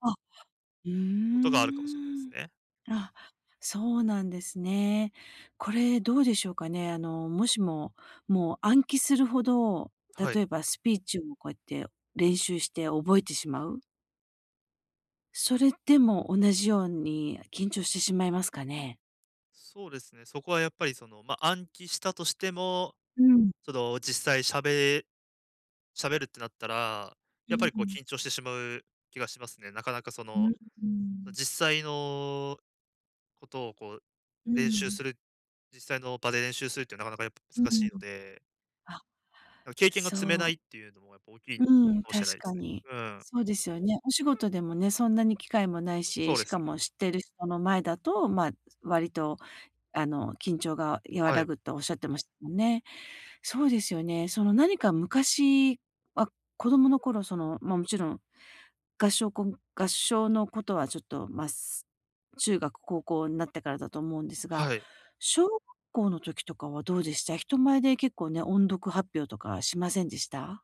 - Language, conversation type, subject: Japanese, advice, 人前で話すときに自信を高めるにはどうすればよいですか？
- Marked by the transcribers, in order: none